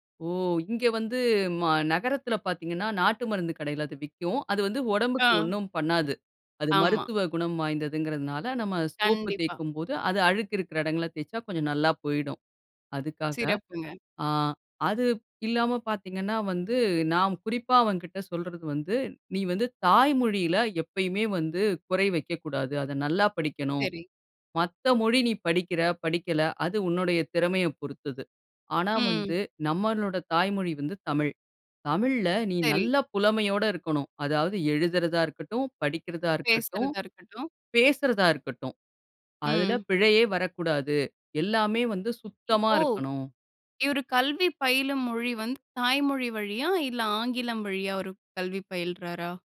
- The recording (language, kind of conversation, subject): Tamil, podcast, பிள்ளைகளுக்கு முதலில் எந்த மதிப்புகளை கற்றுக்கொடுக்க வேண்டும்?
- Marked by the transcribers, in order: none